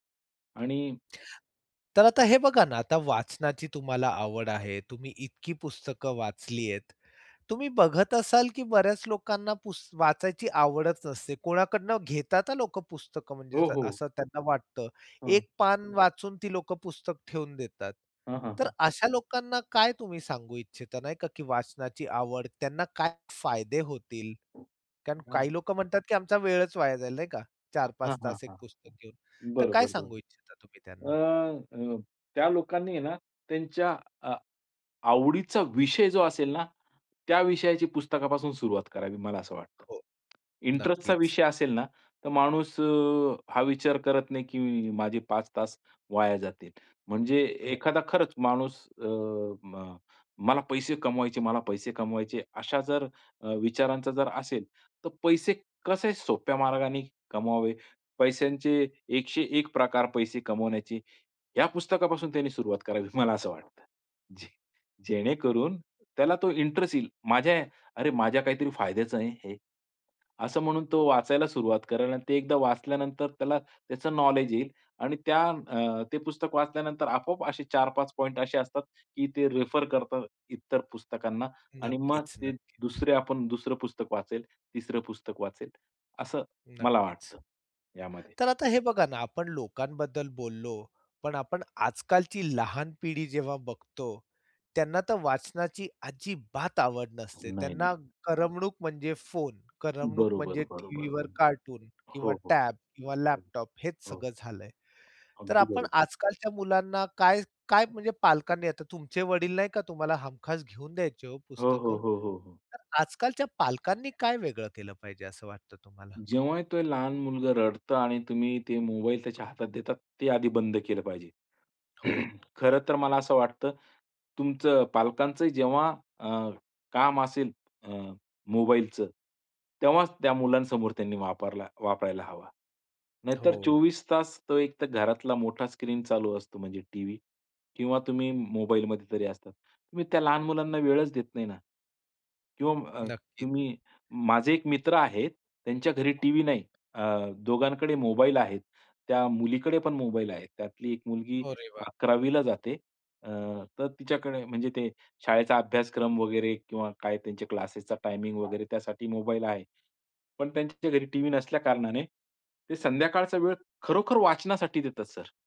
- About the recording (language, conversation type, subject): Marathi, podcast, कोणती पुस्तकं किंवा गाणी आयुष्यभर आठवतात?
- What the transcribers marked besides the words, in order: tapping; in English: "रेफर"; other background noise; throat clearing